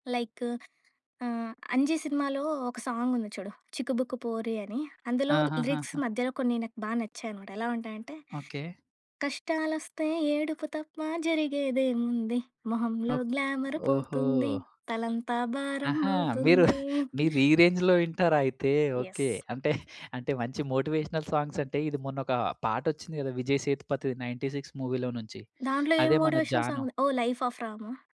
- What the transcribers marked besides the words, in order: in English: "లైక్"; in English: "సాంగ్"; in English: "లిరిక్స్"; singing: "కష్టాలు వస్తే ఏడుపు తప్ప జరిగేదేముంది. మొహంలో గ్లామర్ పోతుంది. తలంతా భారం అవుతుంది"; tapping; in English: "గ్లామర్"; chuckle; in English: "రేంజ్‌లో"; other noise; in English: "ఎస్"; in English: "మోటివేషనల్ సాంగ్స్"; in English: "96 మూవీ‌లో"; in English: "మోటివేషనల్ సాంగ్"
- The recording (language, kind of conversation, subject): Telugu, podcast, సంగీతం వల్ల మీ బాధ తగ్గిన అనుభవం మీకు ఉందా?